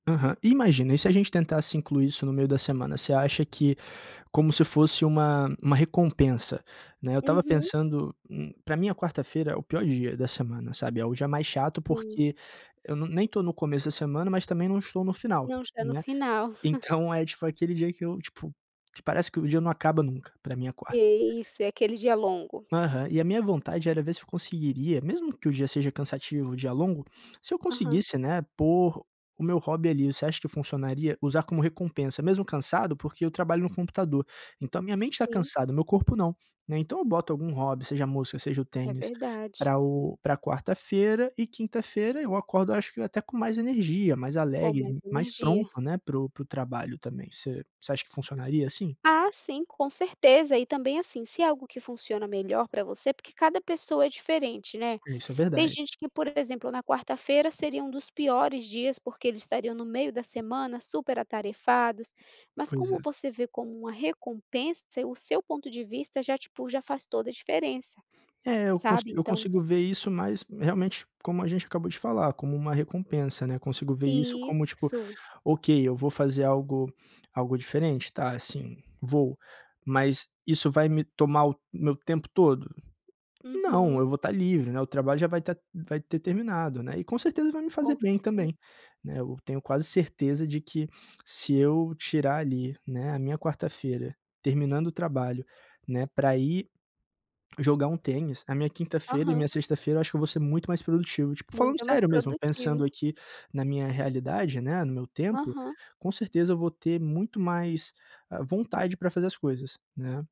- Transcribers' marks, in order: chuckle; other noise
- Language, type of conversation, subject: Portuguese, advice, Como posso encontrar tempo para meus hobbies e momentos de lazer na rotina?
- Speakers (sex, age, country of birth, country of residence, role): female, 30-34, Brazil, United States, advisor; male, 25-29, Brazil, Portugal, user